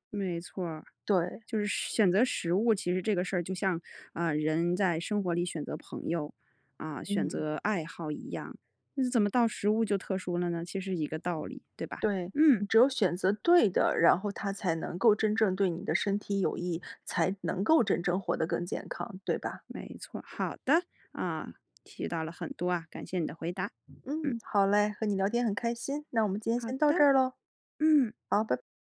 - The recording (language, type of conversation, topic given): Chinese, podcast, 家人挑食你通常怎么应对？
- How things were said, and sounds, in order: tapping